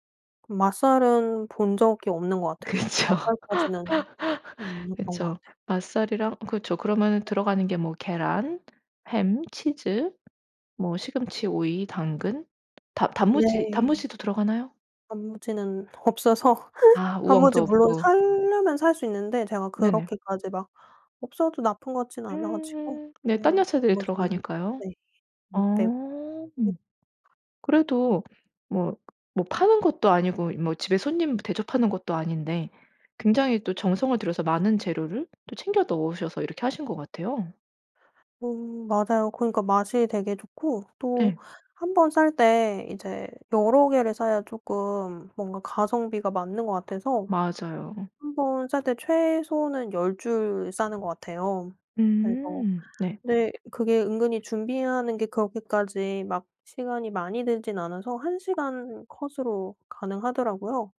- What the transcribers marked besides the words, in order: laughing while speaking: "그렇죠"; laugh; other background noise; laughing while speaking: "없어서"; laugh; tapping
- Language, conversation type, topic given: Korean, podcast, 음식으로 자신의 문화를 소개해 본 적이 있나요?